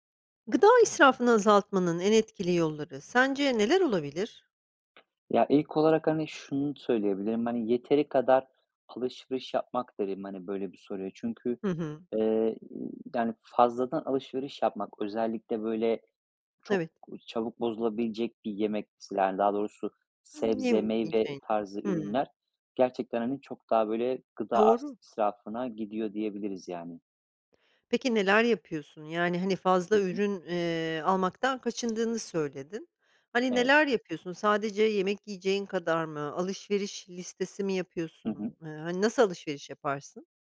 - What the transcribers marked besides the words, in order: tapping; unintelligible speech
- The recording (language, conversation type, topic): Turkish, podcast, Gıda israfını azaltmanın en etkili yolları hangileridir?